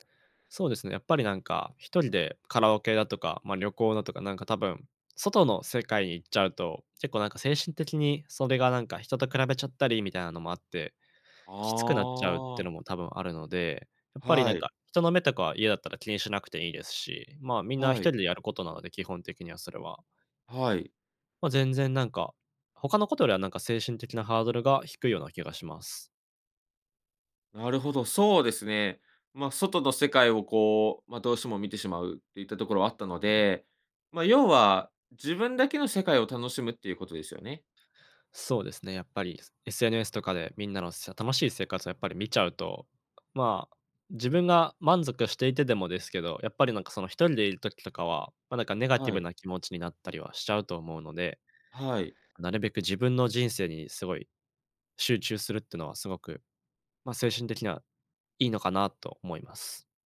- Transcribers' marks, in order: none
- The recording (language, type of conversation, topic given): Japanese, advice, 趣味に取り組む時間や友人と過ごす時間が減って孤独を感じるのはなぜですか？